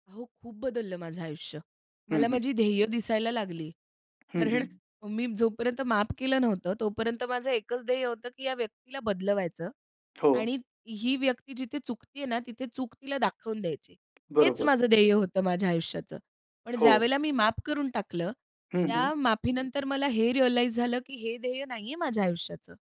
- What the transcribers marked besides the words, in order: laughing while speaking: "कारण"; other background noise; in English: "रिअलाईज"
- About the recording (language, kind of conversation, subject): Marathi, podcast, माफ करण्याबद्दल तुझं काय मत आहे?